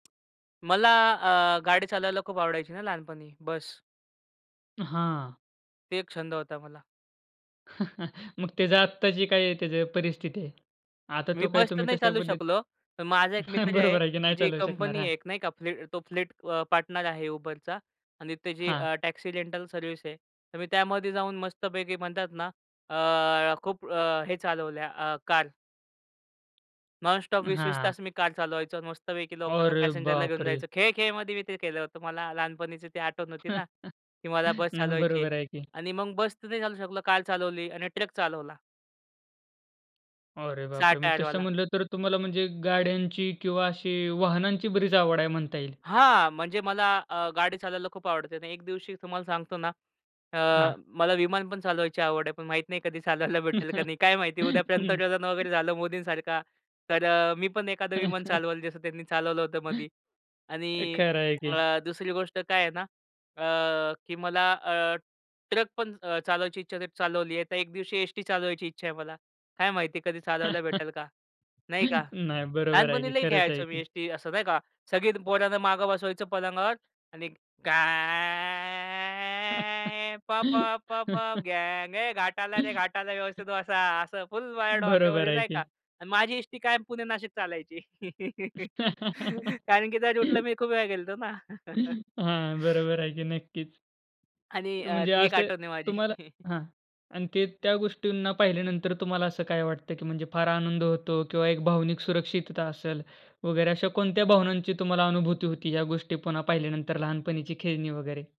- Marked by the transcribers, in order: tapping; chuckle; chuckle; laughing while speaking: "बरोबर आहे की नाही चालवू शकणार, हां"; in English: "नॉन-स्टॉप"; surprised: "अरे बापरे!"; other background noise; laugh; chuckle; laughing while speaking: "चालवायला भेटेल का नाही, काय माहिती? उद्यापर्यंत वगैरे झालं मोदींसारखा"; chuckle; unintelligible speech; chuckle; laugh; put-on voice: "घाय प प प पप गांग ए"; laugh; chuckle; laughing while speaking: "माझी"; chuckle
- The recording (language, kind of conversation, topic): Marathi, podcast, तुझे पहिले आवडते खेळणे किंवा वस्तू कोणती होती?